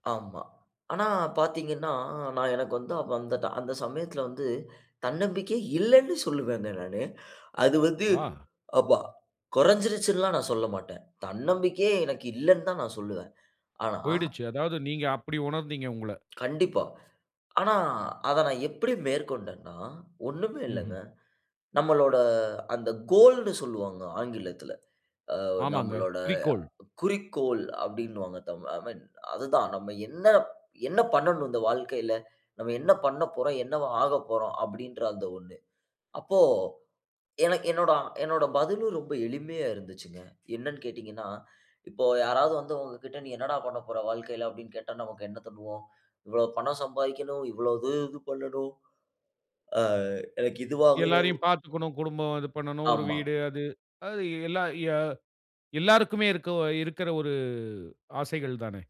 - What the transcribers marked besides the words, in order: groan; inhale; in English: "ஐ மீன்"; breath; groan; yawn
- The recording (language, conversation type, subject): Tamil, podcast, தன்னம்பிக்கை குறையும்போது நீங்கள் என்ன செய்கிறீர்கள்?